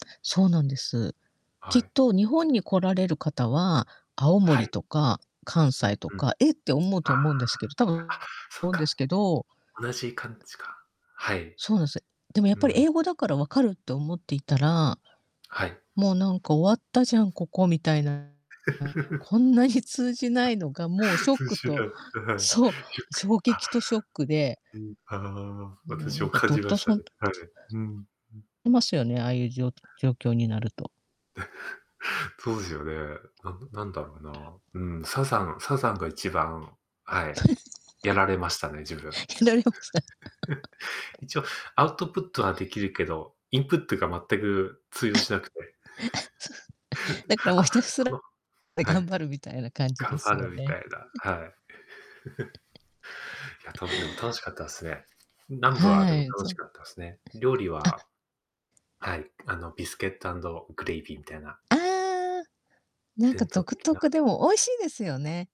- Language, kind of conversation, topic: Japanese, unstructured, 旅行先でいちばん驚いた場所はどこですか？
- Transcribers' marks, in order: distorted speech; chuckle; chuckle; unintelligible speech; chuckle; chuckle; chuckle; chuckle; chuckle; chuckle; in English: "ビスケットアンドグレイビー"